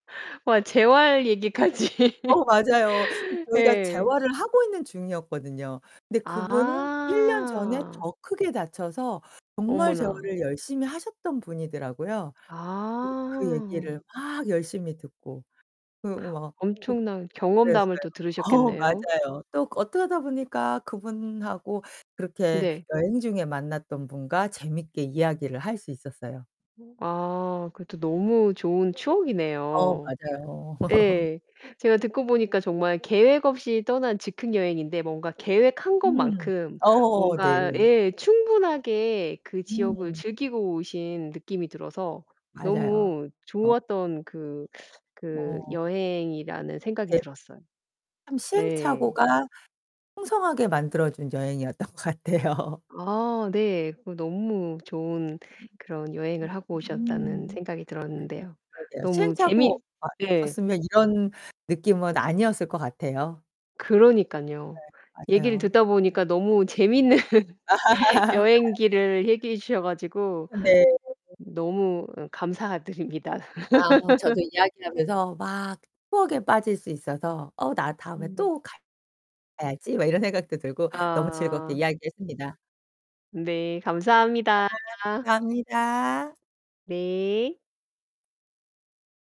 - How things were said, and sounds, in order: laughing while speaking: "얘기까지"; other background noise; laugh; drawn out: "아"; drawn out: "아"; distorted speech; laughing while speaking: "어"; laugh; static; laughing while speaking: "것 같아요"; tapping; laugh; laughing while speaking: "재밌는"; laugh; laugh
- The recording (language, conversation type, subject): Korean, podcast, 계획 없이 떠난 즉흥 여행 이야기를 들려주실 수 있나요?